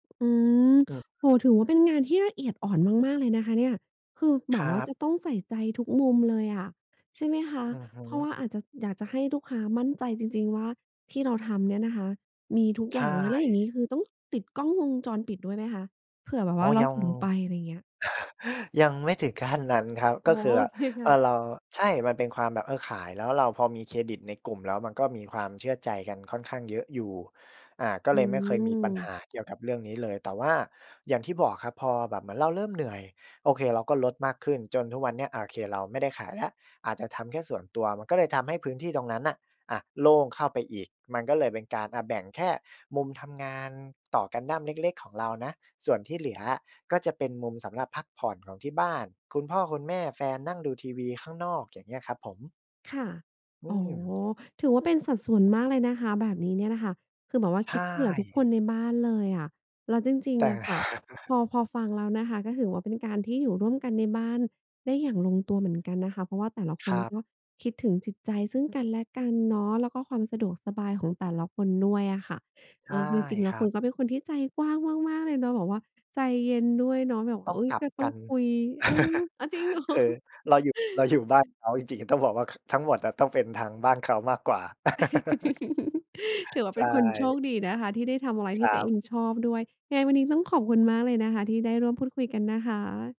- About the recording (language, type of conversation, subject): Thai, podcast, คุณจัดสมดุลระหว่างพื้นที่ส่วนตัวกับพื้นที่ส่วนรวมในบ้านอย่างไร?
- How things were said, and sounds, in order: chuckle; laughing while speaking: "โอเคค่ะ"; chuckle; chuckle; laughing while speaking: "เหรอ ?"; chuckle; giggle; laugh